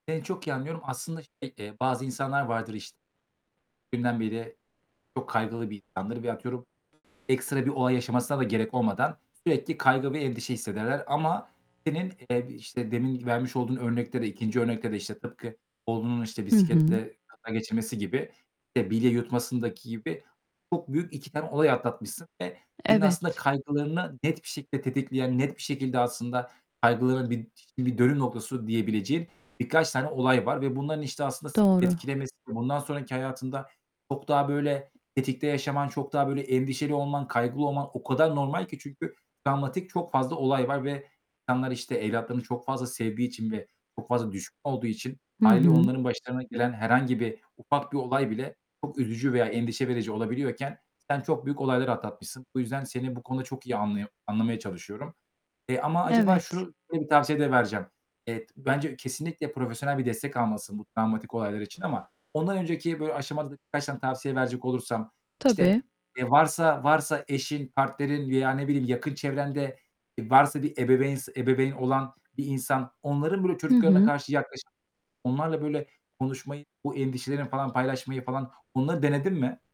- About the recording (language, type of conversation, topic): Turkish, advice, Kaygıyla günlük hayatta nasıl daha iyi başa çıkabilirim?
- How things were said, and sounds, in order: other background noise; distorted speech; unintelligible speech